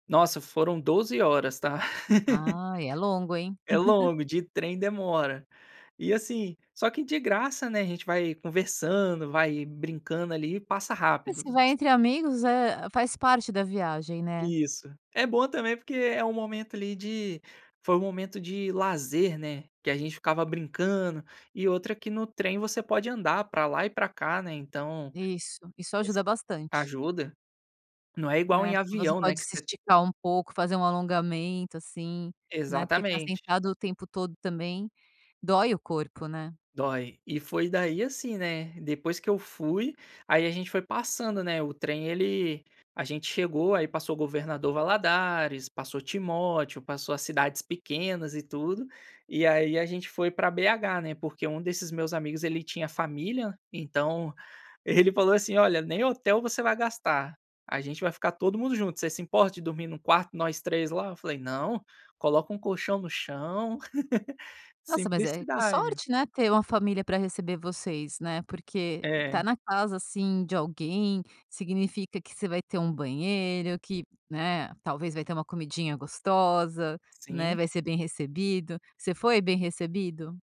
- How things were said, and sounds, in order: laugh; chuckle; laugh
- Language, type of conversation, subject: Portuguese, podcast, Que pessoa fez você repensar seus preconceitos ao viajar?